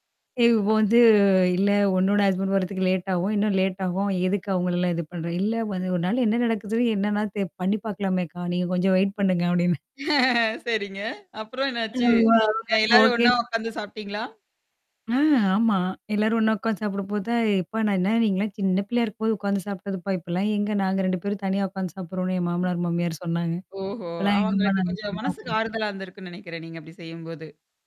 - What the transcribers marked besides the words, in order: static; in English: "ஹஸ்பண்ட்"; in English: "லேட்"; in English: "லேட்"; in English: "வெயிட்"; laugh; unintelligible speech; in English: "ஓகேன்னு"; unintelligible speech; unintelligible speech
- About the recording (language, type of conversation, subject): Tamil, podcast, உங்கள் துணையின் குடும்பத்துடன் உள்ள உறவுகளை நீங்கள் எவ்வாறு நிர்வகிப்பீர்கள்?